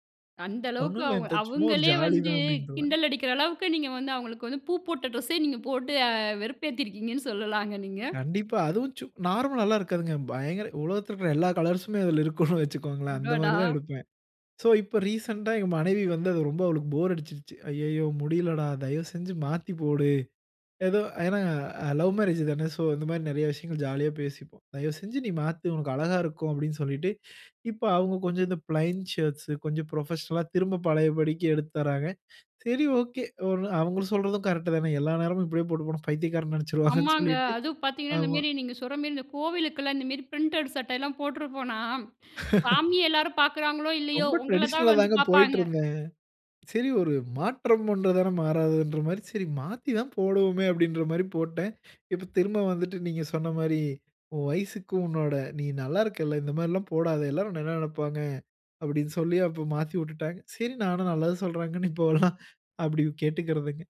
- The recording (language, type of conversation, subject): Tamil, podcast, உங்கள் உடைத் தேர்வு உங்களை பிறருக்கு எப்படி வெளிப்படுத்துகிறது?
- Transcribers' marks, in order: tapping; laughing while speaking: "நீங்க போட்டு அ வெறுப்பேத்திருக்கீங்கன்னு சொல்லலாங்க நீங்க"; in English: "நார்மலல்லாம்"; laughing while speaking: "கலர்ஸ்ம்மே அதில இருக்கும்னு வைச்சுகோங்களேன். அந்த மாரி தான் எடுப்பேன்"; in English: "சோ"; in English: "ரீசென்ட்டா"; in English: "லவ் மேரேஜ்"; in English: "சோ"; in English: "புரொபஷனல்லா"; laughing while speaking: "சரி, ஓகே. ஒண்ணு அவங்க சொல்றதும் … பைத்தியக்காரன் நெனச்சுருவங்கன்னு சொல்லிட்டு"; in English: "பிரிண்டட்"; laugh; in English: "டிரடிஷனல்ல"; laughing while speaking: "சரி நானும் நல்லது சொல்றாங்கன்னு இப்போலாம் அப்படி கேட்டுக்கிறதுங்க"